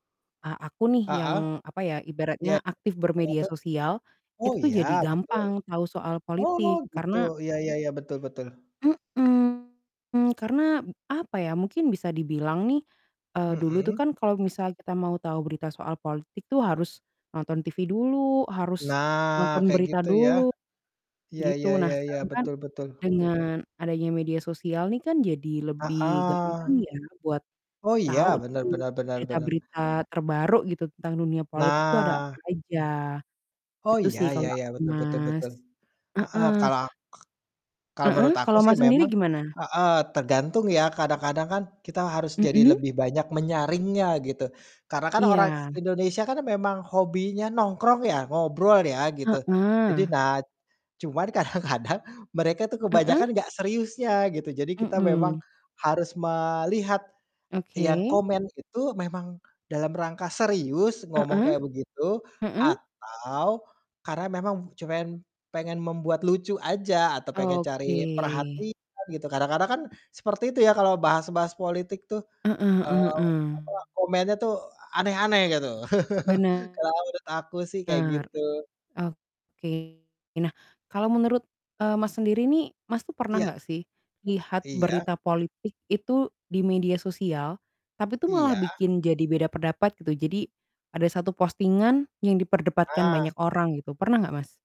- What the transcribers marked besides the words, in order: distorted speech; tapping; laughing while speaking: "kadang-kadang"; laugh
- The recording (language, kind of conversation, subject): Indonesian, unstructured, Bagaimana pengaruh media sosial terhadap politik saat ini?